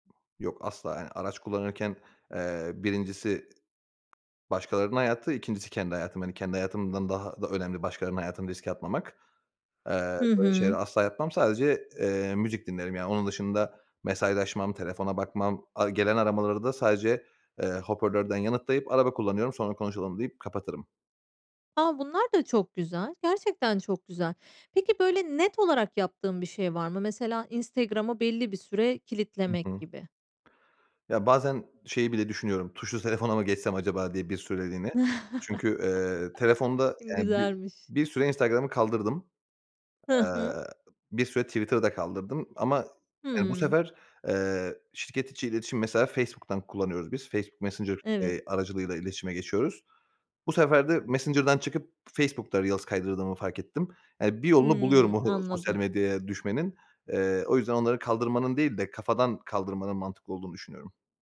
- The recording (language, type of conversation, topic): Turkish, podcast, Ekran bağımlılığıyla baş etmek için ne yaparsın?
- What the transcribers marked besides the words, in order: other background noise; tapping; chuckle